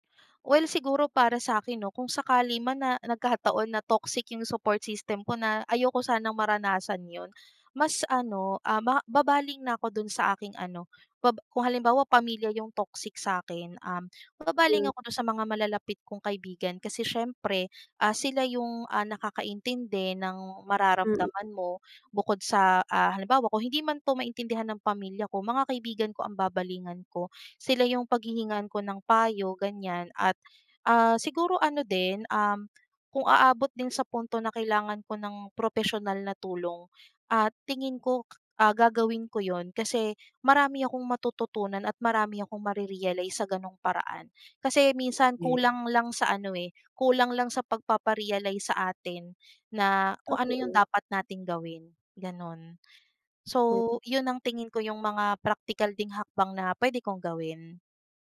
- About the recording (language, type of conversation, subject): Filipino, podcast, Ano ang papel ng pamilya o mga kaibigan sa iyong kalusugan at kabutihang-pangkalahatan?
- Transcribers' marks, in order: other background noise; in English: "support system"; unintelligible speech